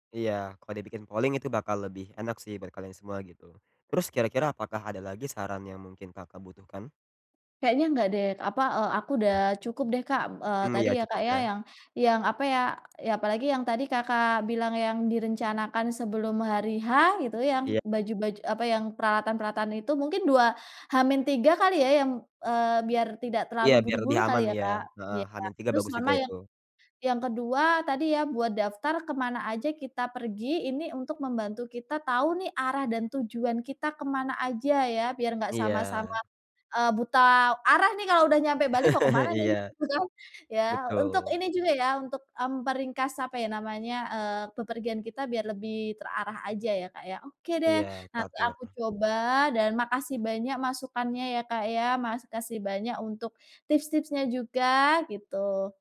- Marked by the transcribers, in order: in English: "polling"; other background noise; chuckle; "makasih" said as "maskasih"
- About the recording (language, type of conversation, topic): Indonesian, advice, Bagaimana cara mengurangi stres saat bepergian?